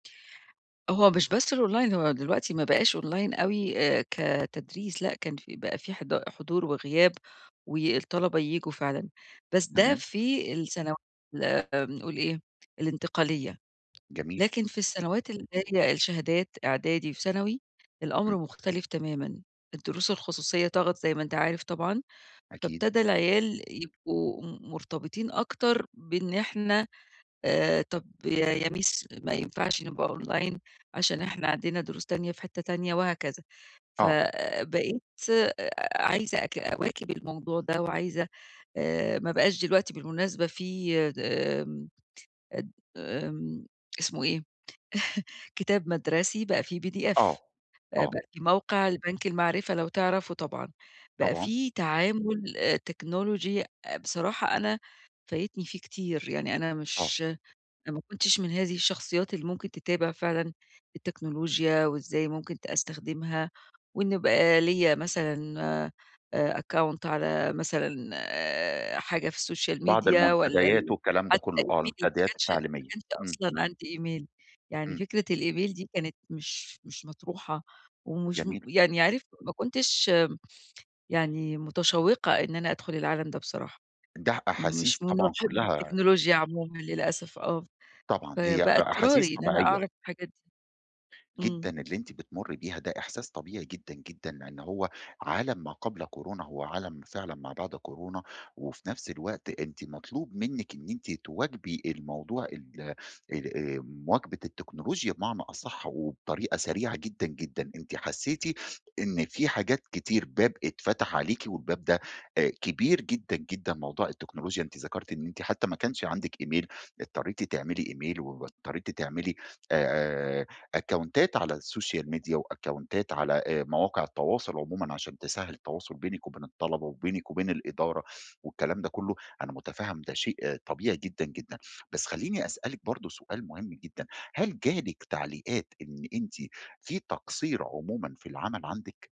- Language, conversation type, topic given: Arabic, advice, إزاي أتعلم من غلطتي في الشغل عشان أحسن أدائي وأرجّع ثقة فريقي؟
- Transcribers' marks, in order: in English: "الأونلاين"; in English: "أونلاين"; unintelligible speech; in English: "مِس"; in English: "أونلاين"; chuckle; in English: "أكّونت"; in English: "السوشيال ميديا"; in English: "إيميلي"; in English: "إيميل"; in English: "الإيميل"; in English: "إيميل"; in English: "إيميل"; in English: "أكّونتات"; in English: "السوشال ميديا وأكّونتات"